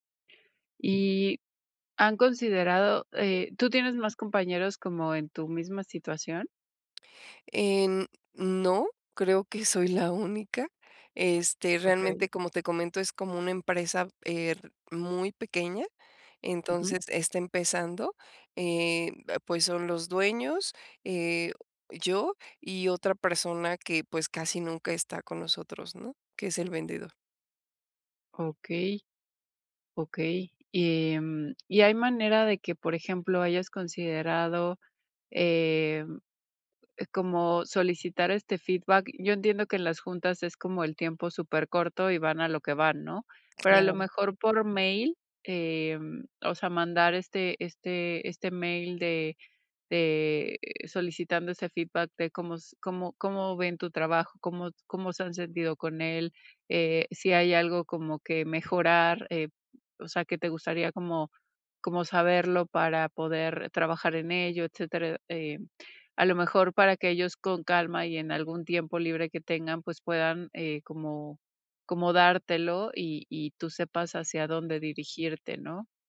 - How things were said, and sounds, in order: none
- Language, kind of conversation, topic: Spanish, advice, ¿Cómo puedo mantener mi motivación en el trabajo cuando nadie reconoce mis esfuerzos?